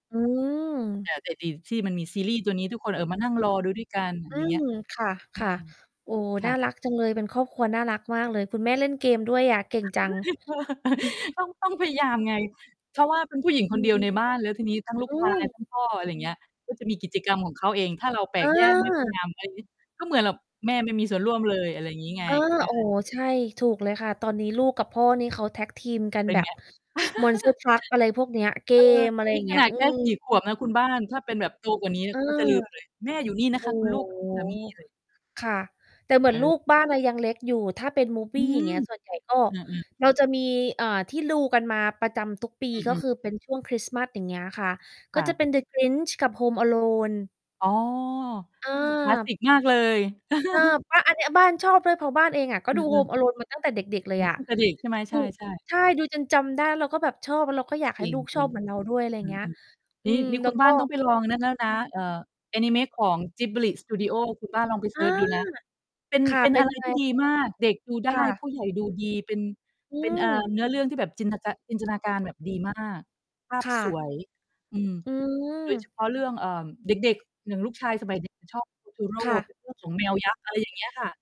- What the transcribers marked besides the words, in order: distorted speech; chuckle; laughing while speaking: "เออ"; chuckle; static; chuckle; in English: "Movie"; other background noise; "ที่ดู" said as "ลู"; chuckle
- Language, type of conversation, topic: Thai, unstructured, การดูหนังร่วมกับครอบครัวมีความหมายอย่างไรสำหรับคุณ?